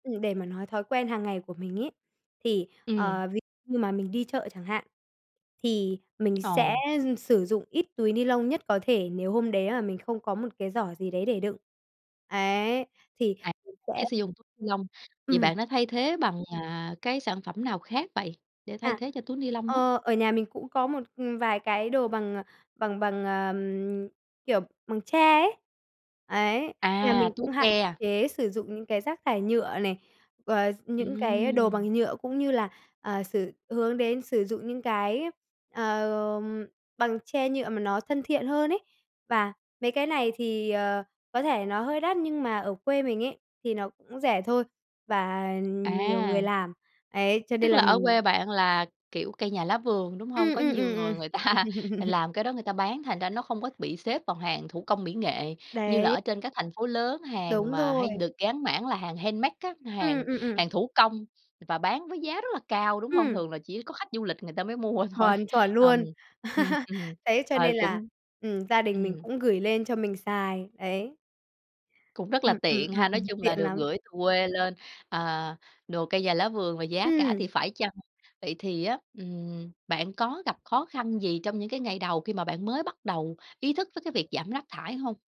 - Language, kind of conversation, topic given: Vietnamese, podcast, Bạn làm gì mỗi ngày để giảm rác thải?
- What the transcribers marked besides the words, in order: tapping; other background noise; unintelligible speech; laughing while speaking: "ta"; laugh; in English: "handmade"; laugh; laughing while speaking: "mua thôi"